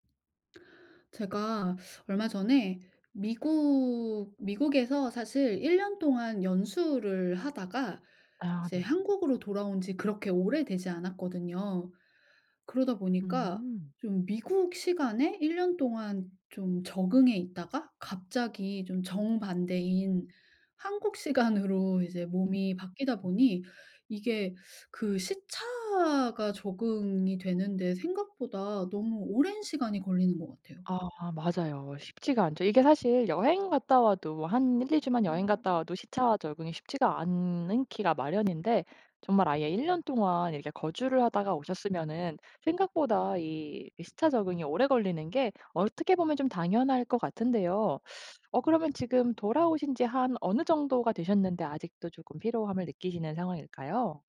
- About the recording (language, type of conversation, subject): Korean, advice, 여행 후 시차 때문에 잠이 안 오고 피곤할 때 어떻게 해야 하나요?
- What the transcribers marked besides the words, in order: laughing while speaking: "시간으로"; other background noise